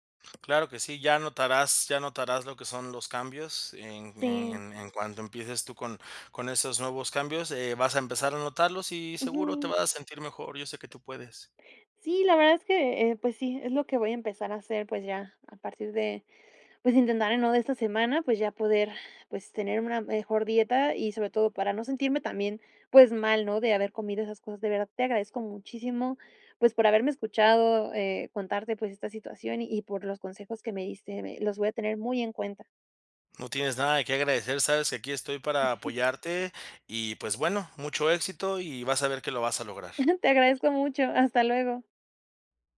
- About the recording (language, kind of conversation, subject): Spanish, advice, ¿Cómo puedo manejar el comer por estrés y la culpa que siento después?
- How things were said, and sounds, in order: chuckle; background speech